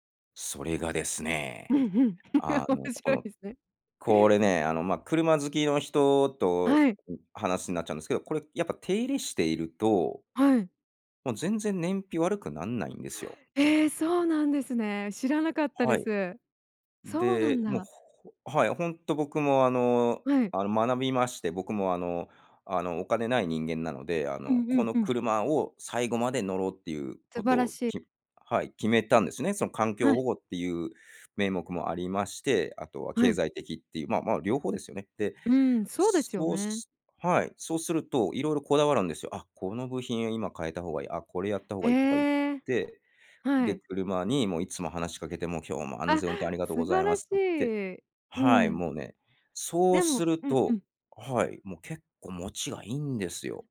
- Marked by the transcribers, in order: laugh; laughing while speaking: "面白いですね"
- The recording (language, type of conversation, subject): Japanese, podcast, 日常生活の中で自分にできる自然保護にはどんなことがありますか？